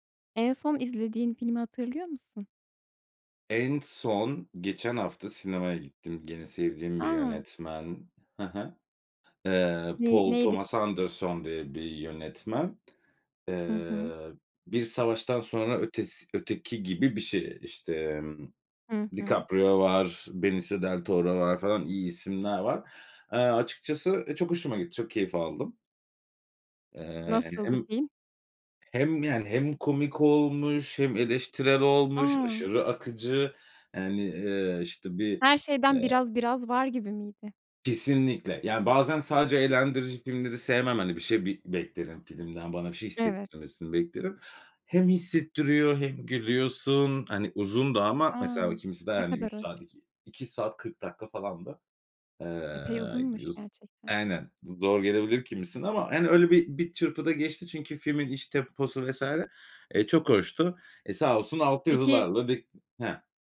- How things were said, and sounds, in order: other background noise
- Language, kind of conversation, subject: Turkish, podcast, Dublaj mı yoksa altyazı mı tercih ediyorsun, neden?